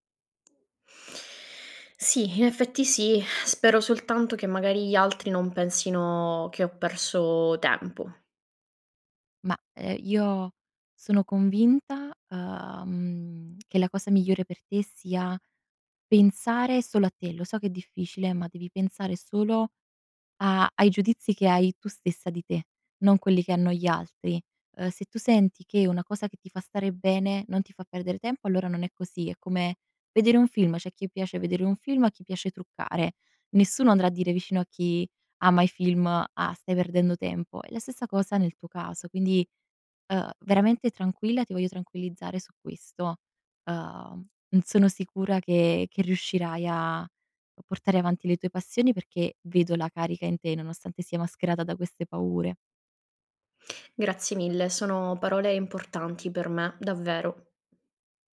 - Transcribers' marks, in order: inhale; sigh
- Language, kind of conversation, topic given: Italian, advice, Come posso capire perché mi sento bloccato nella carriera e senza un senso personale?
- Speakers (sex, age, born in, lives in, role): female, 20-24, Italy, Italy, advisor; female, 25-29, Italy, Italy, user